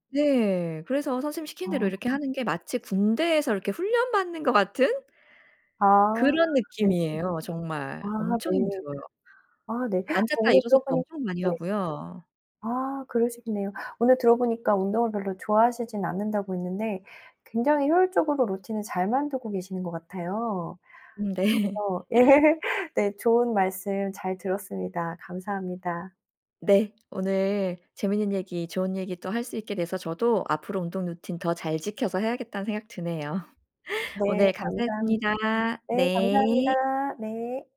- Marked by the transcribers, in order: other background noise; laughing while speaking: "네"; laugh; laugh
- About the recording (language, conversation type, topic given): Korean, podcast, 규칙적인 운동 루틴은 어떻게 만드세요?